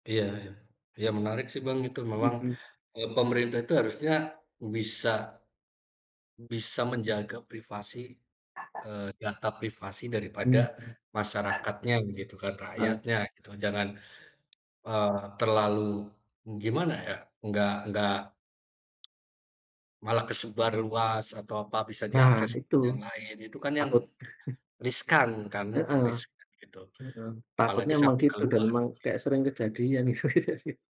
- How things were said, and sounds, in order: other background noise; tapping; chuckle; laughing while speaking: "itu"; laugh
- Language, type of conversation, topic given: Indonesian, unstructured, Bagaimana pendapatmu tentang pengawasan pemerintah melalui teknologi?